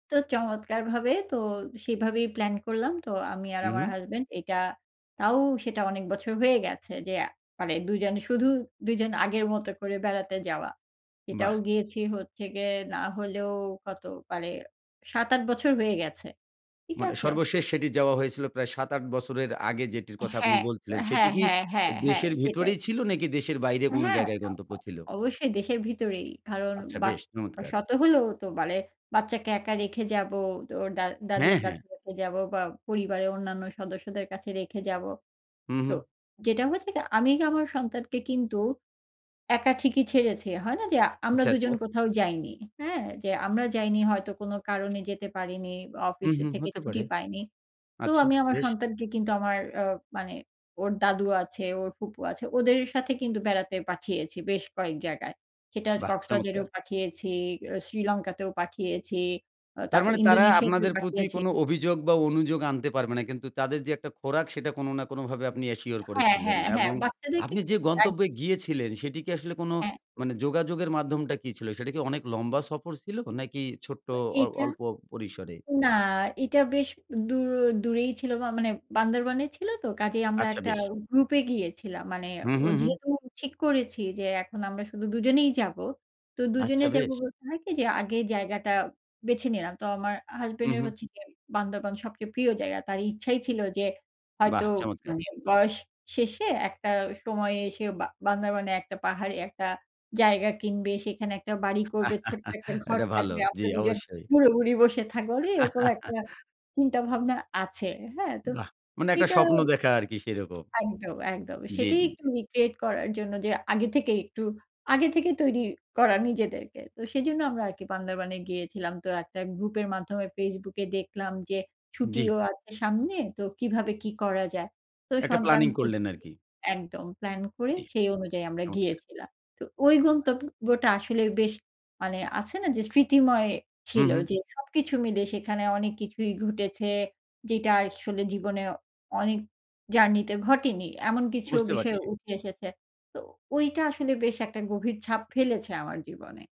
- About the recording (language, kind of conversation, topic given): Bengali, podcast, বলে পারবেন, কোন গন্তব্য আপনার জীবনে সবচেয়ে গভীর ছাপ ফেলেছে?
- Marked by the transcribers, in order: other background noise; in English: "অ্যাশিওর"; laugh; laugh; in English: "রিক্রিয়েট"